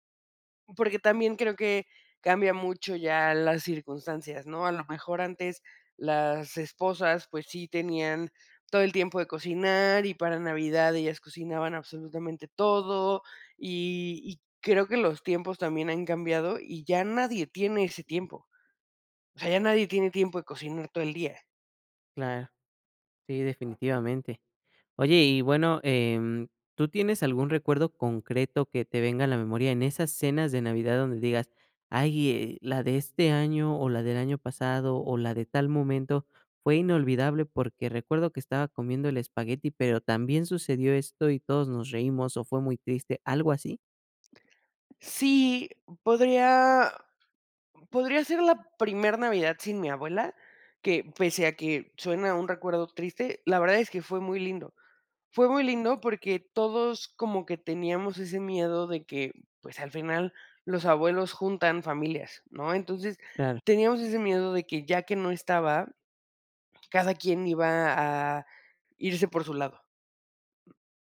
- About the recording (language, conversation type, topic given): Spanish, podcast, ¿Qué platillo te trae recuerdos de celebraciones pasadas?
- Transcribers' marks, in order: other noise